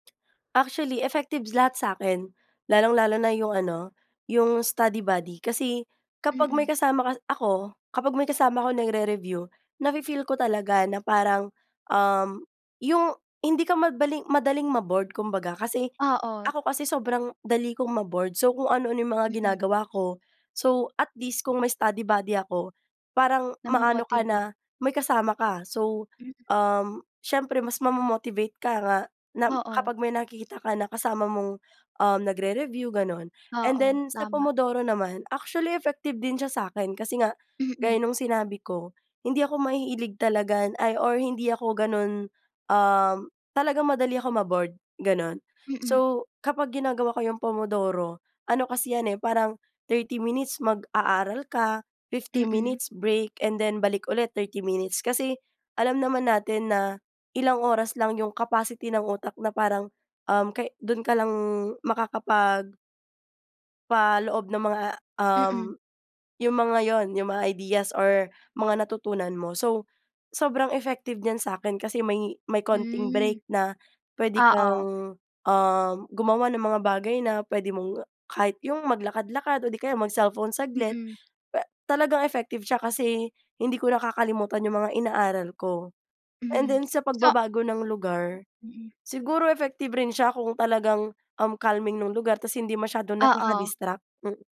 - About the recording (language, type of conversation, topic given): Filipino, podcast, Paano mo nilalabanan ang katamaran sa pag-aaral?
- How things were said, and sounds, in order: in English: "study buddy"; "madali-" said as "mabali"; in English: "study buddy"; in Italian: "Pomodoro"; in Italian: "Pomodoro"; in English: "capacity"; other background noise; in English: "calming"